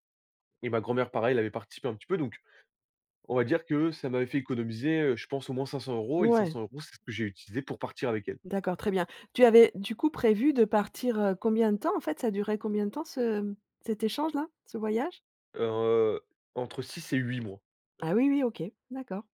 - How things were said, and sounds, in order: none
- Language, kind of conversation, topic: French, podcast, Quelle randonnée t’a fait changer de perspective ?
- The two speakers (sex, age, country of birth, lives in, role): female, 55-59, France, France, host; male, 20-24, France, France, guest